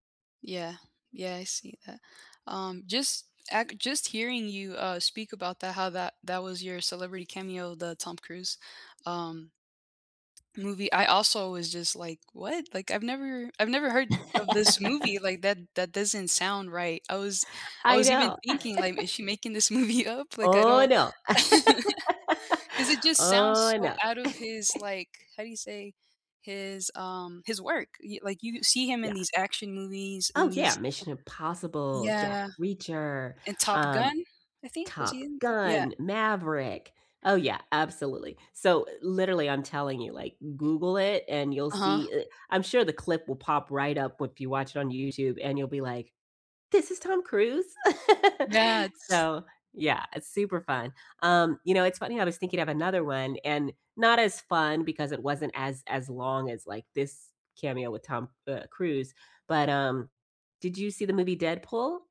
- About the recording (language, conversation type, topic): English, unstructured, Which celebrity cameos surprised you the most?
- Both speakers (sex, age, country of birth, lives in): female, 25-29, United States, United States; female, 45-49, United States, United States
- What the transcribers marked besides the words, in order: tapping; other background noise; laugh; chuckle; laughing while speaking: "movie"; laugh; chuckle; chuckle